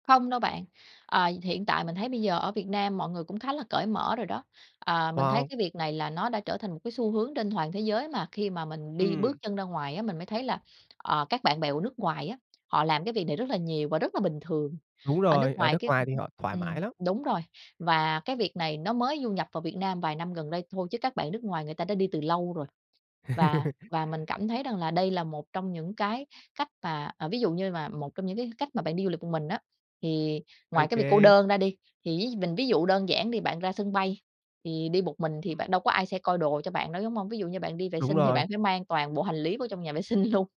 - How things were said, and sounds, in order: other background noise; laugh; laughing while speaking: "sinh luôn"
- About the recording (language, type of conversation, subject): Vietnamese, podcast, Khi đi một mình, bạn làm gì để đối mặt và vượt qua cảm giác cô đơn?